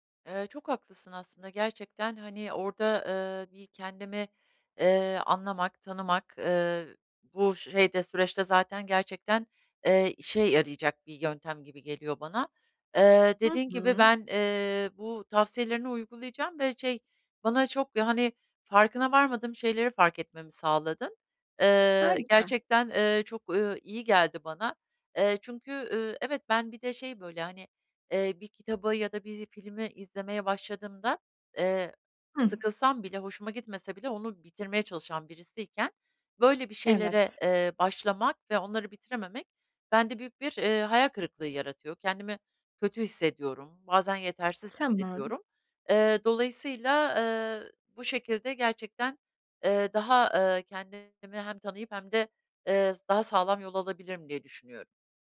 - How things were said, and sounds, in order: tapping
- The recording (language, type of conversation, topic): Turkish, advice, Bir projeye başlıyorum ama bitiremiyorum: bunu nasıl aşabilirim?